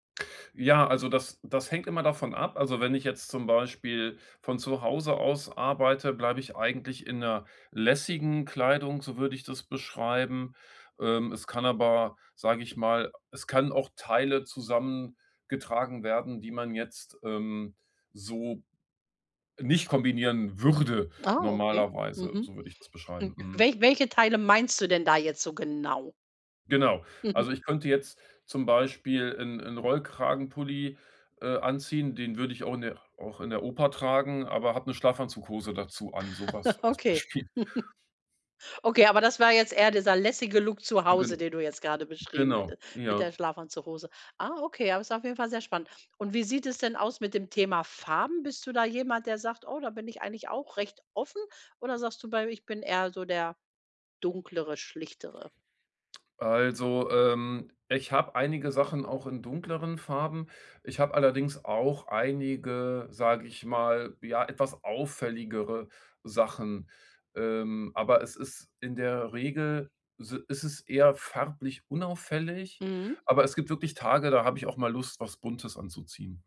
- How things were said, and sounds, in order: stressed: "würde"; background speech; chuckle; other background noise; laugh; chuckle; laughing while speaking: "Beispiel"
- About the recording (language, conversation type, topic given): German, podcast, Wie findest du deinen persönlichen Stil, der wirklich zu dir passt?